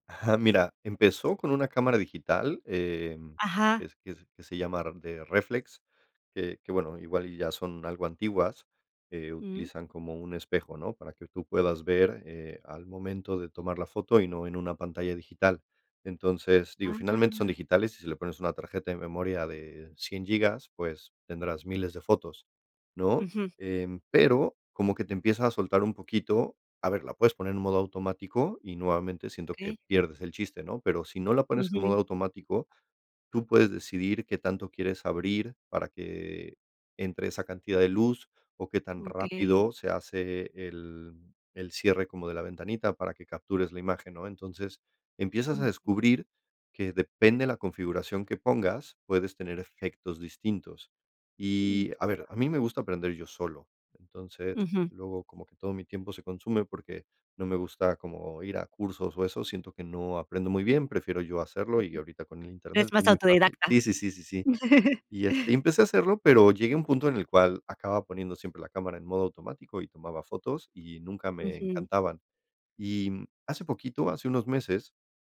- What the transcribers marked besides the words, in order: other background noise; unintelligible speech; chuckle
- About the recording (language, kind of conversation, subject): Spanish, podcast, ¿Qué pasatiempos te recargan las pilas?